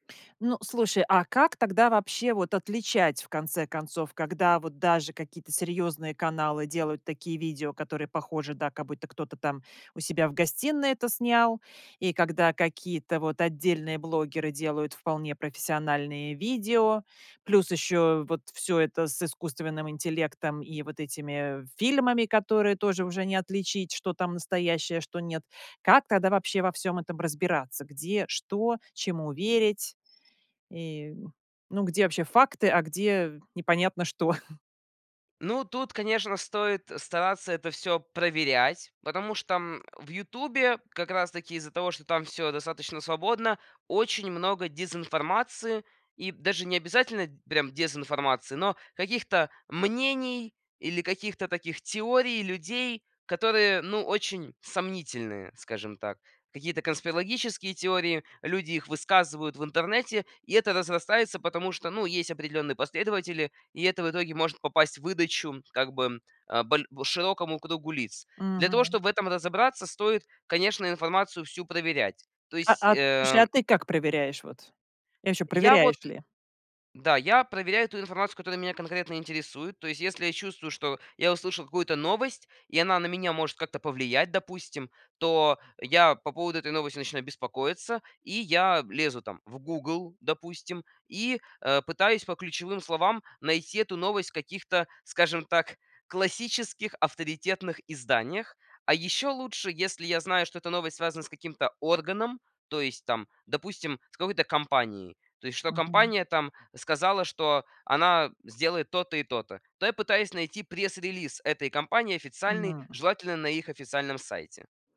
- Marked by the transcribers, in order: other background noise; chuckle
- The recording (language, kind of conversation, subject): Russian, podcast, Как YouTube изменил наше восприятие медиа?